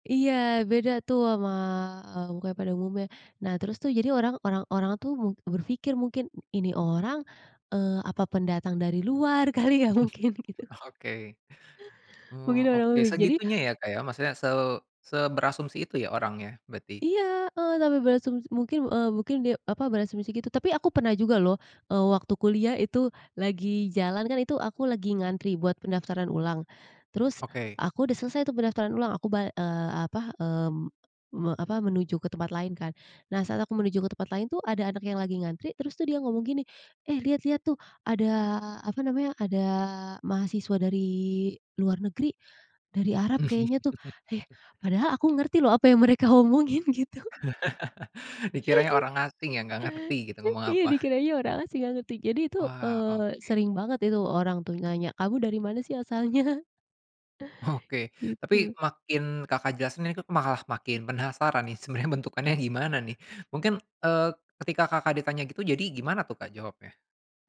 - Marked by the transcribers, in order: laughing while speaking: "kali ya mungkin gitu"; chuckle; chuckle; laughing while speaking: "omongin gitu"; chuckle; chuckle; laughing while speaking: "Oke"; laughing while speaking: "sebenarnya"
- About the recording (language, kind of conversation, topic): Indonesian, podcast, Pernah ditanya "Kamu asli dari mana?" bagaimana kamu menjawabnya?